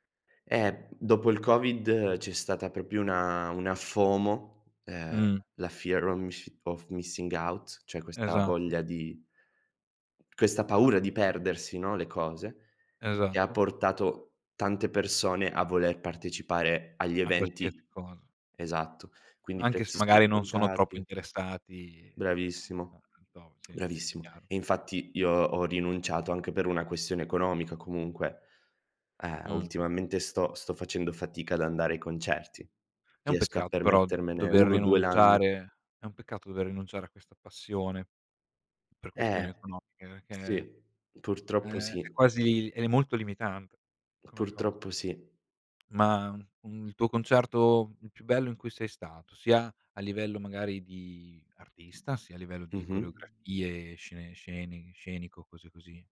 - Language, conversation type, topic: Italian, podcast, Come il tuo ambiente familiare ha influenzato il tuo gusto musicale?
- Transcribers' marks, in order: "proprio" said as "propio"; in English: "fear of misci of missing out"; unintelligible speech; "perché" said as "erchè"